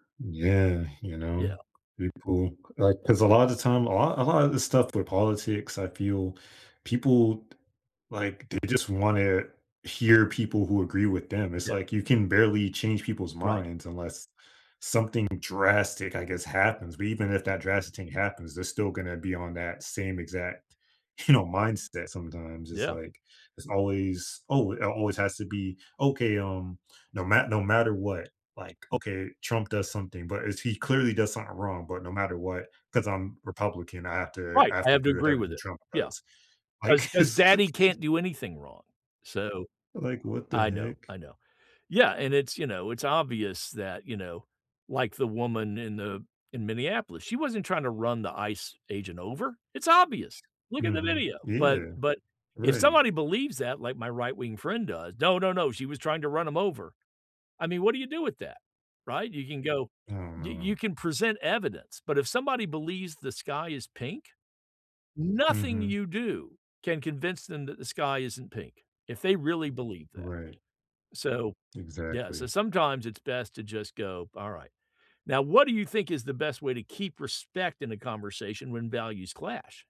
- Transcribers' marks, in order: other background noise; laughing while speaking: "you"; laughing while speaking: "Like, it's like"; tapping
- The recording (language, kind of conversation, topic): English, unstructured, How do you handle situations when your values conflict with others’?